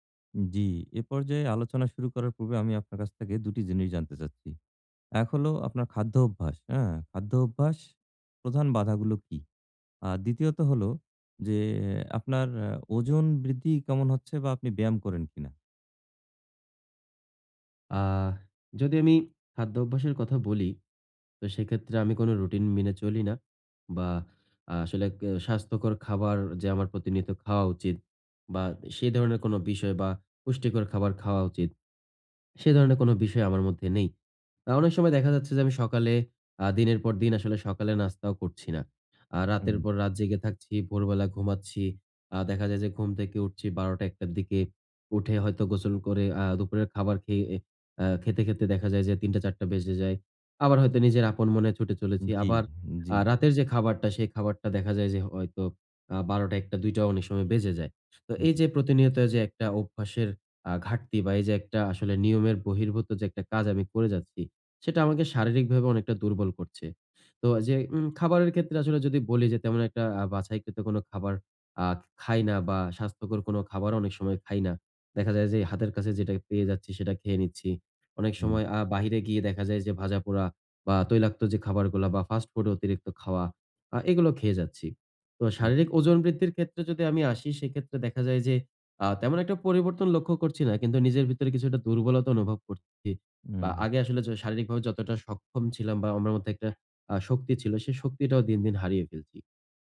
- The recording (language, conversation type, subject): Bengali, advice, আমি কীভাবে প্রতিদিন সহজভাবে স্বাস্থ্যকর অভ্যাসগুলো সততার সঙ্গে বজায় রেখে ধারাবাহিক থাকতে পারি?
- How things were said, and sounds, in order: tapping